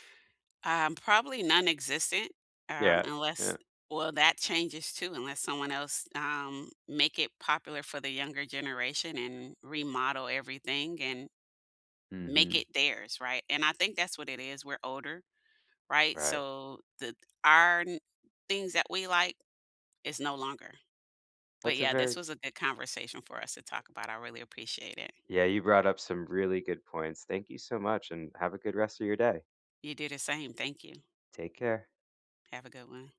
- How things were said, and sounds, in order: tapping
- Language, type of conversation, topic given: English, unstructured, How does it feel when your favorite travel spot changes too much?
- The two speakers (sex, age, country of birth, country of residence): female, 50-54, United States, United States; male, 35-39, United States, United States